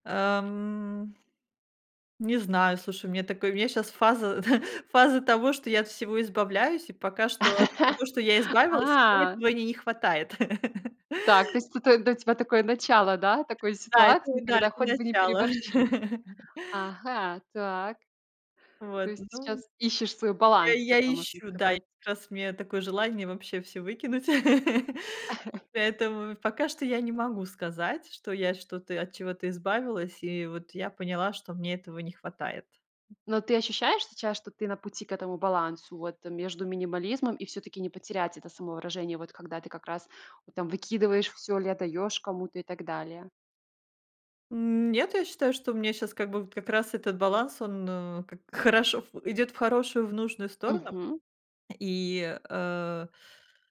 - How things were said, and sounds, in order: laugh; tapping; laugh; chuckle
- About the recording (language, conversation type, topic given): Russian, podcast, Как найти баланс между минимализмом и самовыражением?